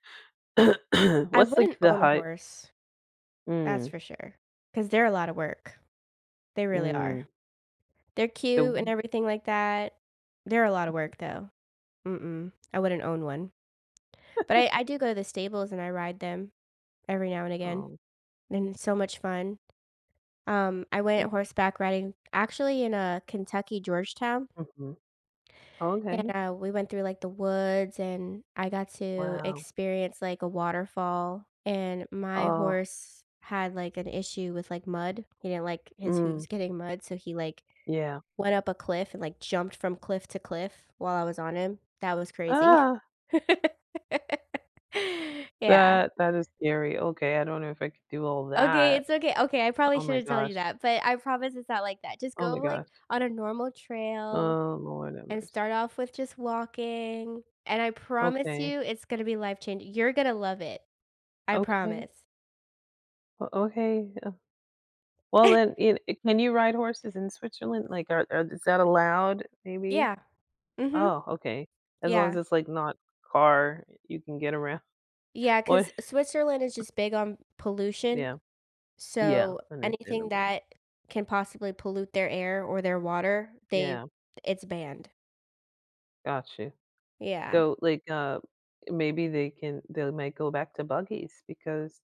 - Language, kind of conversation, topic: English, unstructured, How do city and countryside lifestyles shape our happiness and sense of community?
- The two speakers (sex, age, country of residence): female, 30-34, United States; female, 35-39, United States
- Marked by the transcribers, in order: throat clearing; other background noise; tapping; chuckle; laugh; laugh; laughing while speaking: "What?"; chuckle